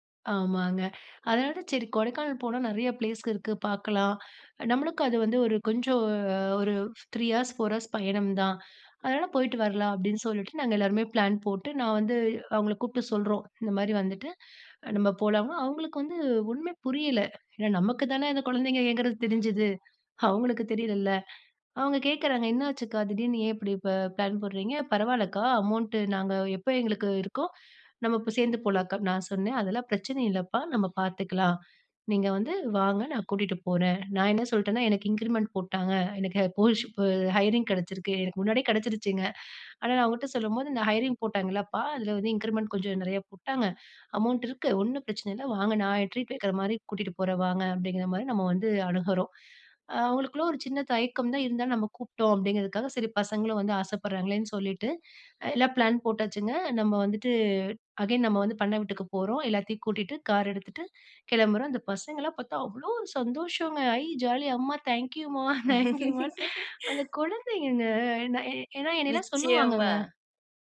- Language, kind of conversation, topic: Tamil, podcast, மிதமான செலவில் கூட சந்தோஷமாக இருக்க என்னென்ன வழிகள் இருக்கின்றன?
- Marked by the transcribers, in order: inhale; in English: "த்ரீ ஹார்ஸ், போர் ஹார்ஸ்"; unintelligible speech; in English: "ஹைரிங்"; in English: "அகைன்"; joyful: "அந்த பசங்களலாம் பார்த்தா அவ்வளோ சந்தோஷங்க! … ஏன்னா என்னையெல்லாம் சொல்லுவாங்கங்க"; laugh; laughing while speaking: "ஐ ஜாலி அம்மா, தேங்க்யூம்மா, தேங்க்யூமா!"